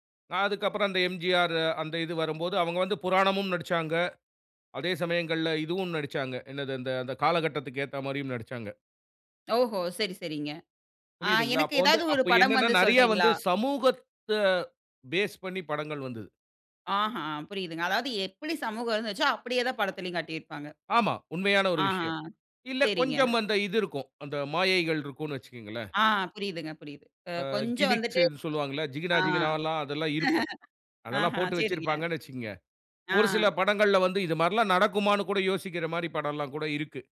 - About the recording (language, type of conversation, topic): Tamil, podcast, சினிமா நம்ம சமூகத்தை எப்படி பிரதிபலிக்கிறது?
- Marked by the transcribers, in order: in English: "பேஸ்"; laugh